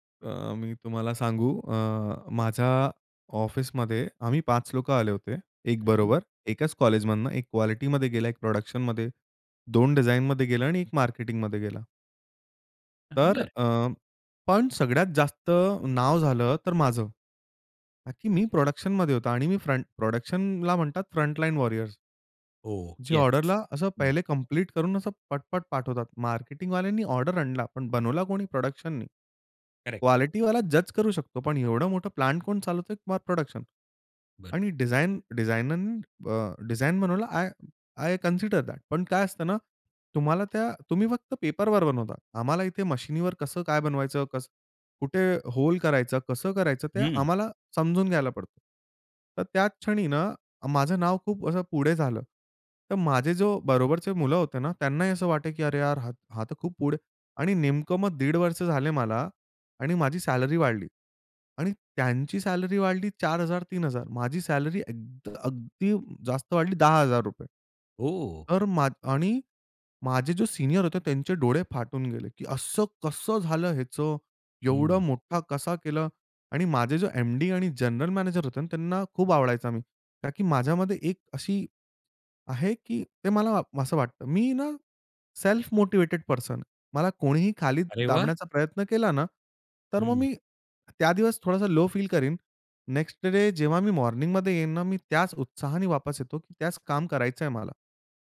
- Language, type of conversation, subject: Marathi, podcast, ऑफिसमध्ये विश्वास निर्माण कसा करावा?
- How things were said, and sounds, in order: in English: "प्रोडक्शनमध्ये"; in English: "प्रोडक्शनमध्ये"; in English: "फ्रंट प्रोडक्शनला"; in English: "फ्रंट लाईन वॉरियर्स"; in English: "प्रोडक्शननी"; in English: "करेक्ट"; in English: "प्लांट"; in English: "प्रोडक्शन"; in English: "आय आय कन्सिडर दॅट"; in English: "सॅलरी"; in English: "सॅलरी"; in English: "सॅलरी"; in English: "सीनियर"; tapping; surprised: "असं कसं झालं ह्याचं"; in English: "सेल्फ मोटिवेटेड पर्सन"; in English: "लो फील"; in English: "नेक्स्ट डे"; in English: "मॉर्निंगमध्ये"